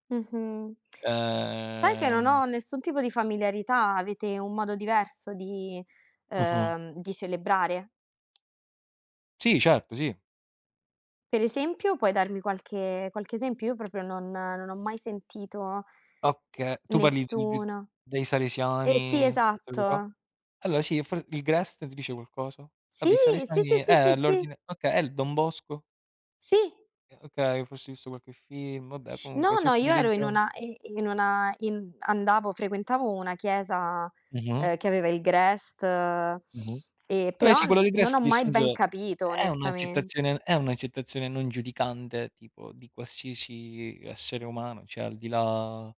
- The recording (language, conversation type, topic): Italian, unstructured, Qual è un ricordo felice che associ a una festa religiosa?
- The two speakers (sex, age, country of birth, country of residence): female, 30-34, Italy, Italy; male, 30-34, Italy, Italy
- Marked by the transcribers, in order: drawn out: "Ehm"; tapping; unintelligible speech; "cioè" said as "ceh"